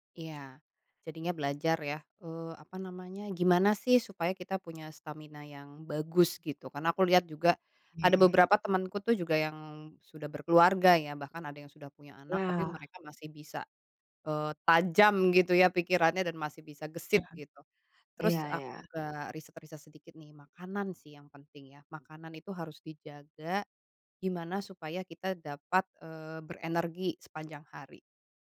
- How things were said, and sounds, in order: other background noise
- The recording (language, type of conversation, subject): Indonesian, podcast, Bagaimana cara kamu mengatasi rasa takut saat ingin pindah karier?